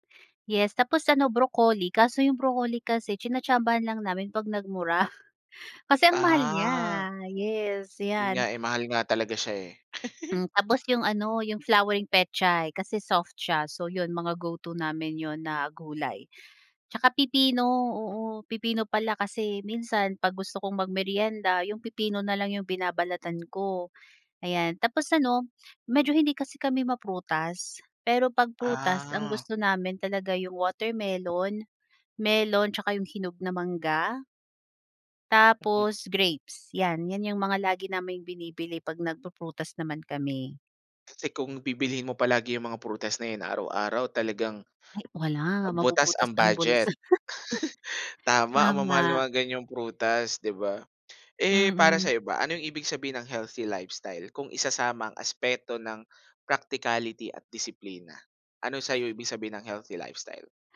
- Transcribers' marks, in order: drawn out: "Ah"; chuckle; laugh; tapping; drawn out: "Ah"; chuckle; laugh
- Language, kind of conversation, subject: Filipino, podcast, Paano ka nakakatipid para hindi maubos ang badyet sa masustansiyang pagkain?